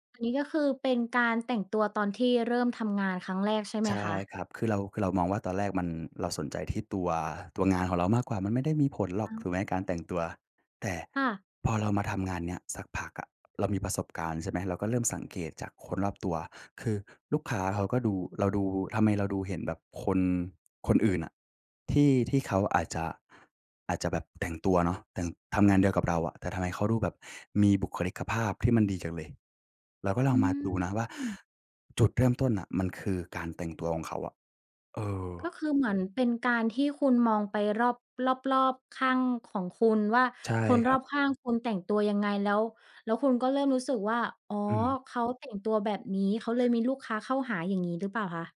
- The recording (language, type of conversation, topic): Thai, podcast, การแต่งตัวส่งผลต่อความมั่นใจของคุณมากแค่ไหน?
- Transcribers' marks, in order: tapping; other background noise